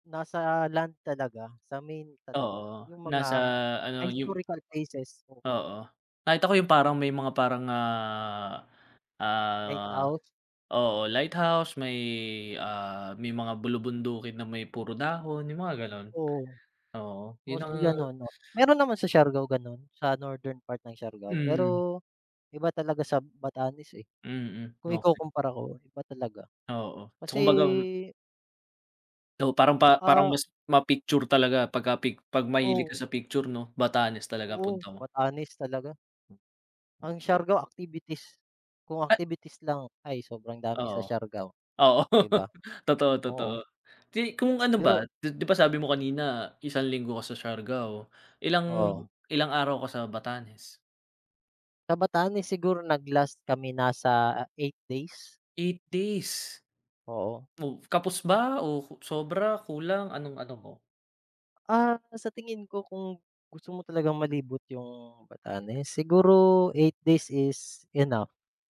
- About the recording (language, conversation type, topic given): Filipino, unstructured, Ano ang pinaka-kapana-panabik na lugar sa Pilipinas na napuntahan mo?
- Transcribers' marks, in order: other background noise; laughing while speaking: "oo"